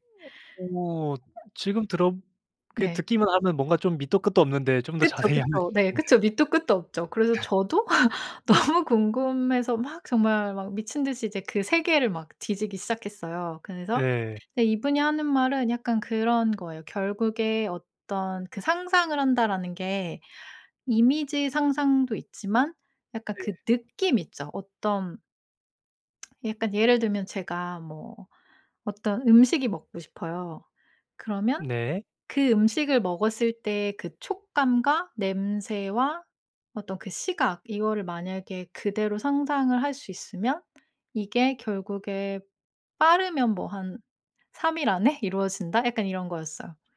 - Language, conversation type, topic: Korean, podcast, 삶을 바꿔 놓은 책이나 영화가 있나요?
- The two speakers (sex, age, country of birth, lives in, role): female, 40-44, South Korea, United States, guest; male, 25-29, South Korea, Japan, host
- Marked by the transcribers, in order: other noise; laugh; laughing while speaking: "너무"; other background noise; lip smack